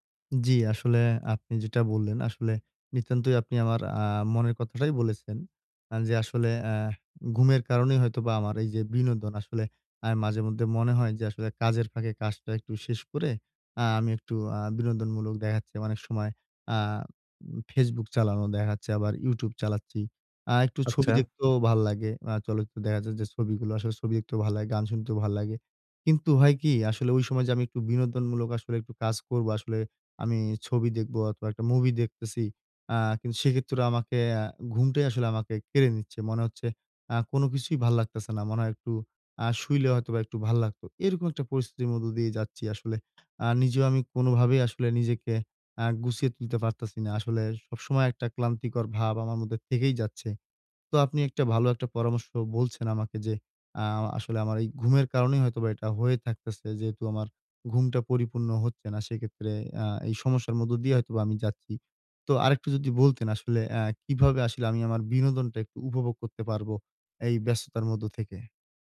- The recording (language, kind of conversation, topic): Bengali, advice, বিনোদন উপভোগ করতে গেলে কেন আমি এত ক্লান্ত ও ব্যস্ত বোধ করি?
- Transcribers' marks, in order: other background noise